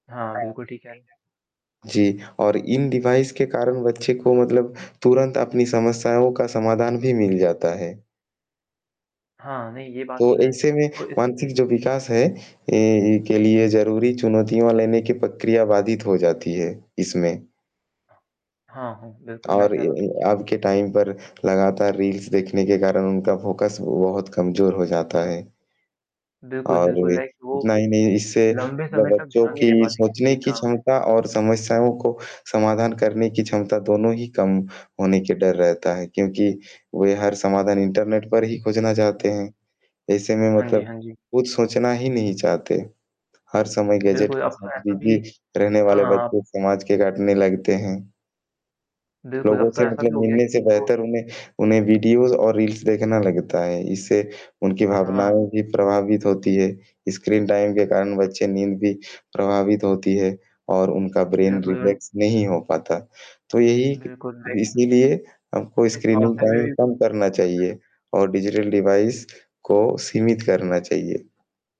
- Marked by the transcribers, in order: static; in English: "डिवाइस"; other background noise; in English: "टाइम"; in English: "रील्स"; in English: "फ़ोकस"; in English: "लाइक"; in English: "गैजेट"; in English: "बिज़ी"; in English: "वीडियोज़"; in English: "रील्स"; in English: "ब्रेन रिफ्लेक्स"; in English: "राइट"; in English: "स्क्रीनिंग टाइम"; unintelligible speech; in English: "डिजिटल डिवाइस"
- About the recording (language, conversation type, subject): Hindi, unstructured, आप अपने डिजिटल उपकरणों का उपयोग कैसे सीमित करते हैं?